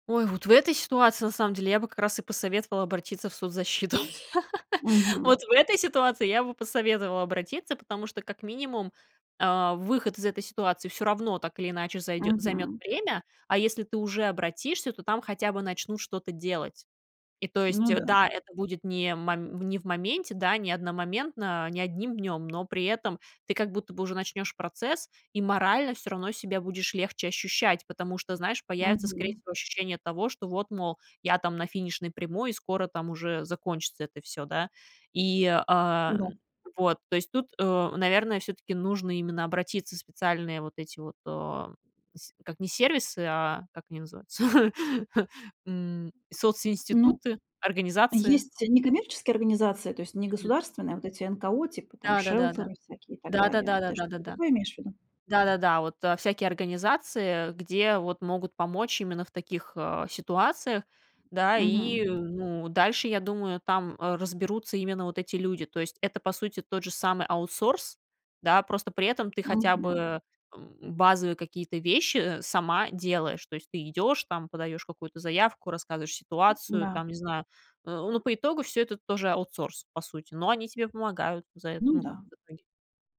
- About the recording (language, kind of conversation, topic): Russian, podcast, Что ты посоветуешь делать, если рядом нет поддержки?
- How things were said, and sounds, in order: laugh; chuckle; other background noise